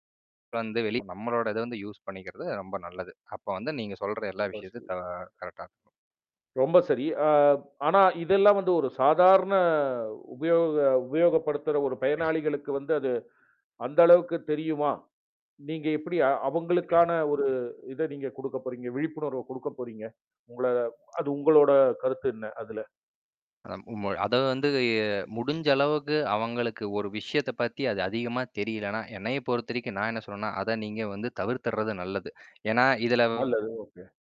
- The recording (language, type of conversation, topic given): Tamil, podcast, உங்கள் தினசரி ஸ்மார்ட்போன் பயன்பாடு எப்படி இருக்கிறது?
- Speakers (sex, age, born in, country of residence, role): male, 25-29, India, India, guest; male, 45-49, India, India, host
- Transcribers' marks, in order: other noise; in English: "யூஸ்"; in English: "கரெக்டா"; drawn out: "சாதாரண"; throat clearing; throat clearing; unintelligible speech; drawn out: "வந்து"; distorted speech